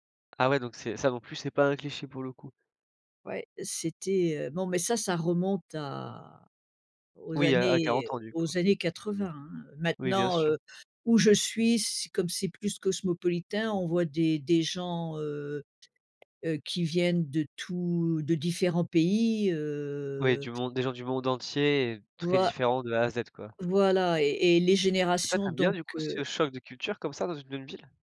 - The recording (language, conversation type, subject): French, podcast, Qu’est-ce qui te fait parfois te sentir entre deux cultures ?
- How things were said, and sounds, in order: tapping; drawn out: "heu"; other noise